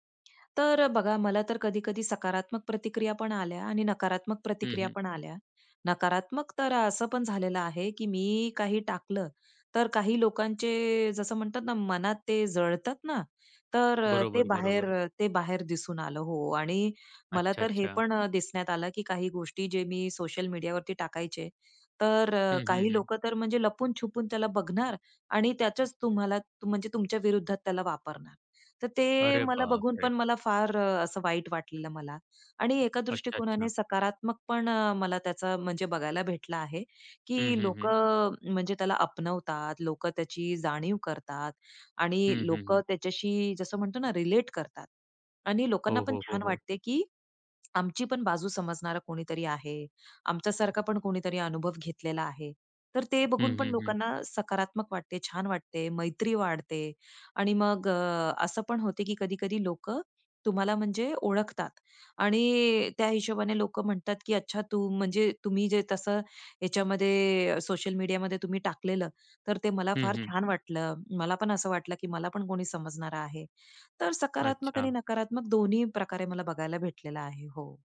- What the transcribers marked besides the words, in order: other background noise
- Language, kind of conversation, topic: Marathi, podcast, तुम्ही स्वतःला व्यक्त करण्यासाठी सर्वात जास्त कोणता मार्ग वापरता?